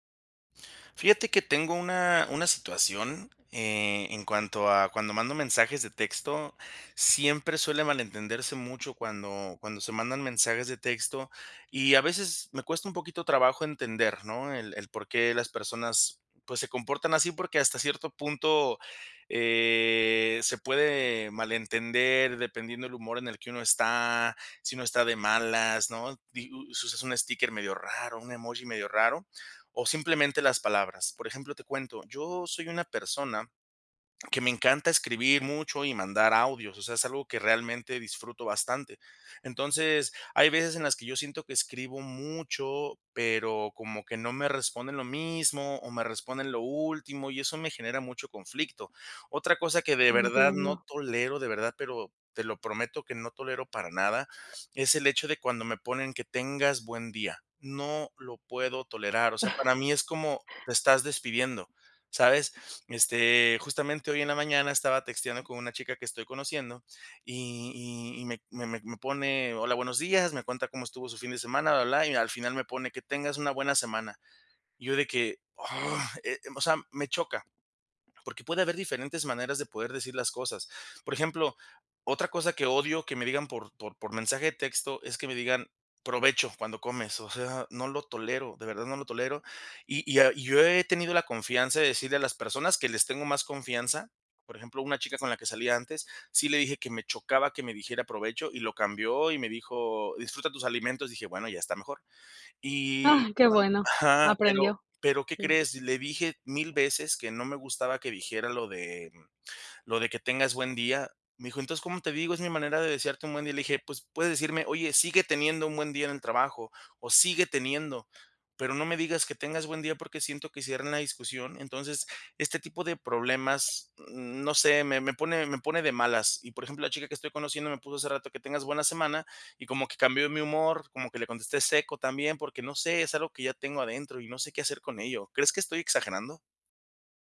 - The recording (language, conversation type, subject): Spanish, advice, ¿Puedes contarme sobre un malentendido por mensajes de texto que se salió de control?
- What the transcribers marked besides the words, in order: tapping; drawn out: "eh"; other background noise; in English: "texteando"; chuckle; disgusted: "Oh"